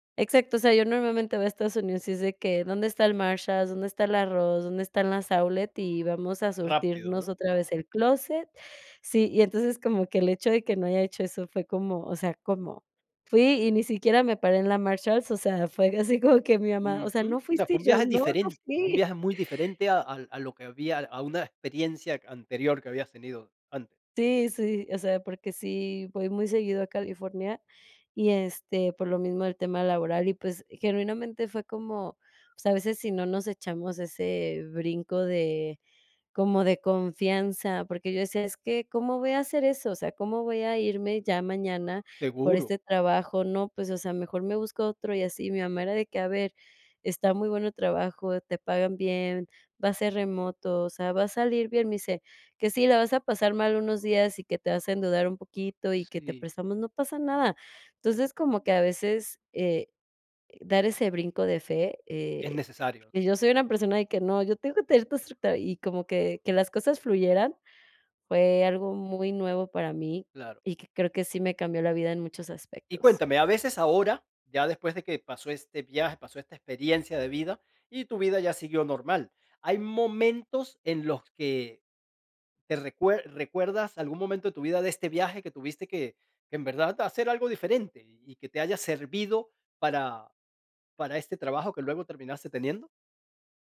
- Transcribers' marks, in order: horn; laughing while speaking: "no fui"
- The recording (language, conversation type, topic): Spanish, podcast, ¿Qué viaje te cambió la vida?